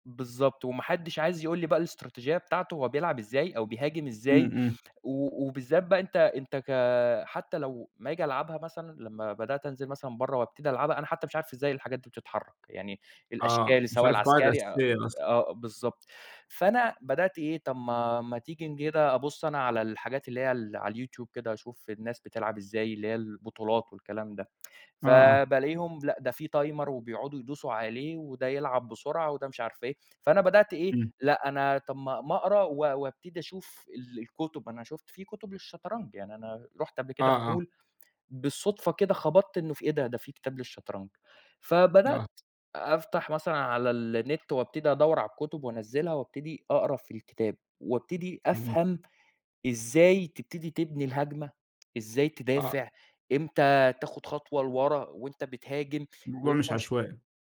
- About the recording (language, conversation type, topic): Arabic, podcast, إيه هي هوايتك المفضلة وليه؟
- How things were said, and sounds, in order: tsk; in English: "تايمر"; in English: "مول"